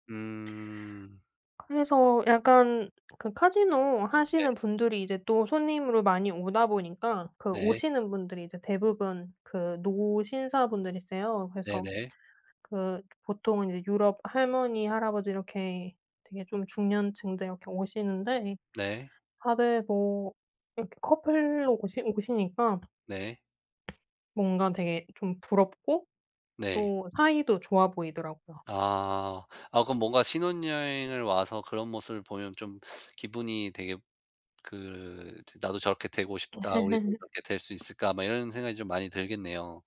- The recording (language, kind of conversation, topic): Korean, podcast, 가장 인상 깊었던 풍경은 어디였나요?
- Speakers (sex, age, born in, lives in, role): female, 30-34, South Korea, Sweden, guest; male, 35-39, United States, United States, host
- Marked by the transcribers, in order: other background noise; tapping; other noise; laugh